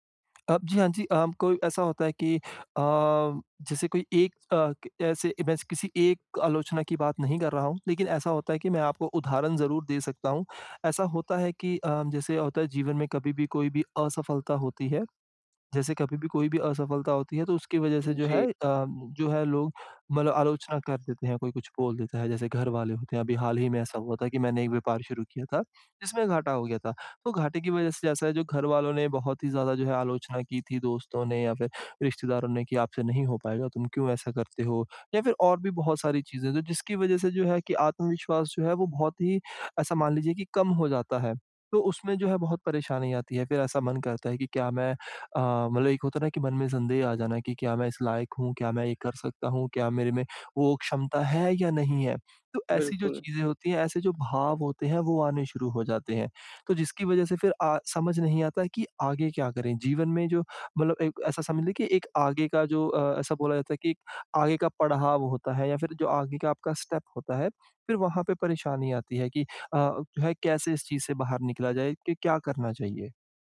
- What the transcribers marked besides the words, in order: in English: "स्टेप"
- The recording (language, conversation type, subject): Hindi, advice, आलोचना से सीखने और अपनी कमियों में सुधार करने का तरीका क्या है?